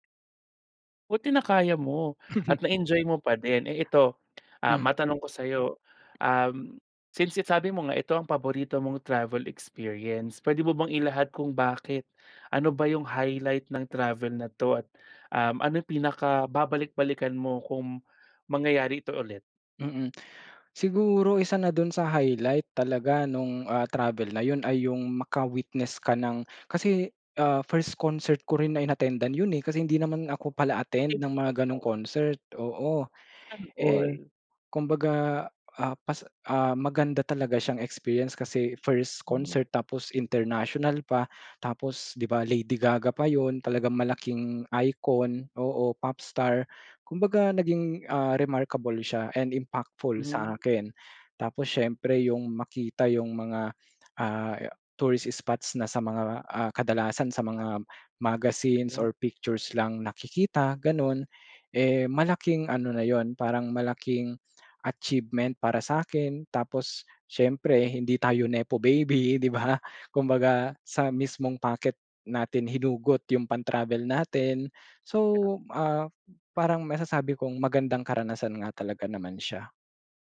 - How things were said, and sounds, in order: chuckle; other background noise; unintelligible speech; unintelligible speech; unintelligible speech
- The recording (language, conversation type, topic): Filipino, podcast, Maaari mo bang ikuwento ang paborito mong karanasan sa paglalakbay?